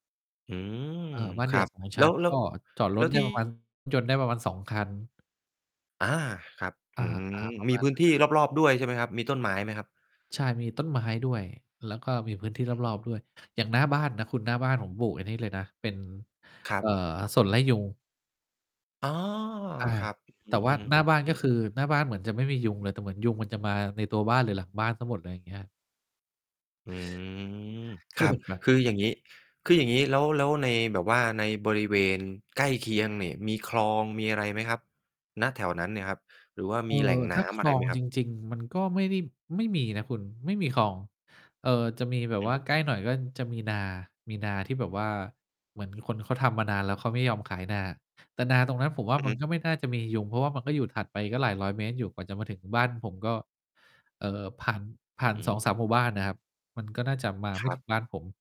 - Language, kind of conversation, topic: Thai, advice, คุณกังวลเรื่องความปลอดภัยและความมั่นคงของที่อยู่อาศัยใหม่อย่างไรบ้าง?
- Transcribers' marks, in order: distorted speech; mechanical hum; chuckle; drawn out: "อื้อฮือ"; laughing while speaking: "ก็เลยแบบ"